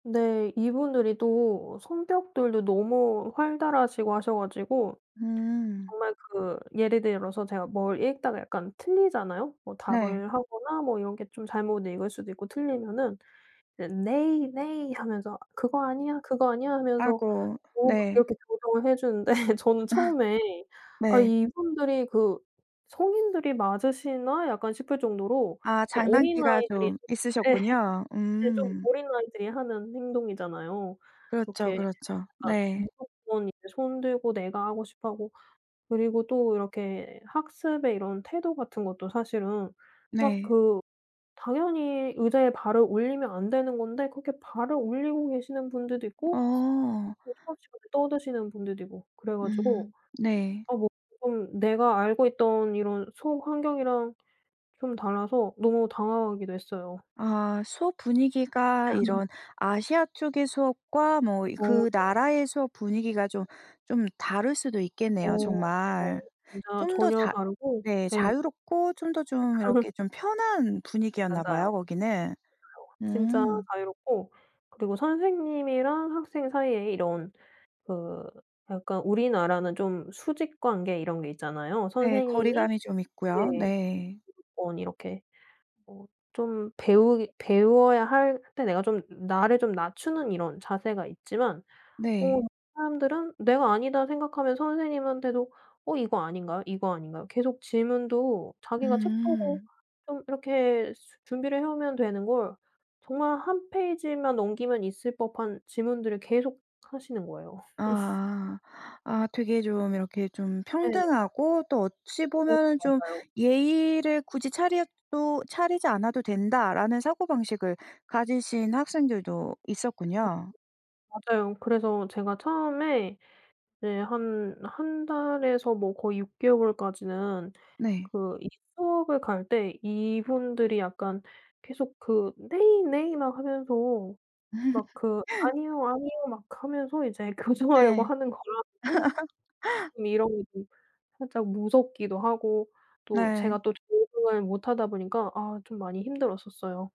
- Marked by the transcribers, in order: in English: "Nay, nay"; other background noise; tapping; laugh; laughing while speaking: "해 주는데"; background speech; laugh; laugh; laugh; unintelligible speech; in English: "Nay, nay"; laugh; laughing while speaking: "교정하려고 하는 거랑"; laugh
- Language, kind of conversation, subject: Korean, podcast, 언어 사용이 정체성에 어떤 영향을 줬다고 느끼시나요?